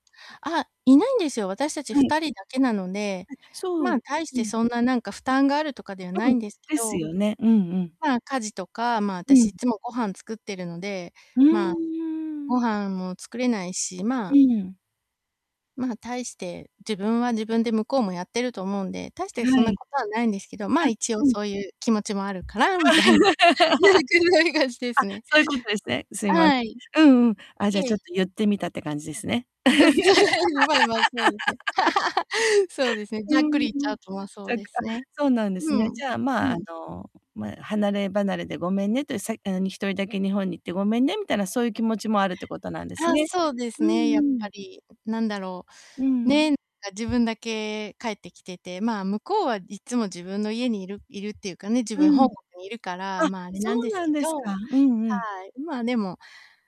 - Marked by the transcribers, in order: static; distorted speech; laugh; laughing while speaking: "じゃ そうですね"; unintelligible speech; laugh; unintelligible speech
- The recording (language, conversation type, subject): Japanese, advice, 予算内で満足できる服や贈り物をどうやって見つければいいですか？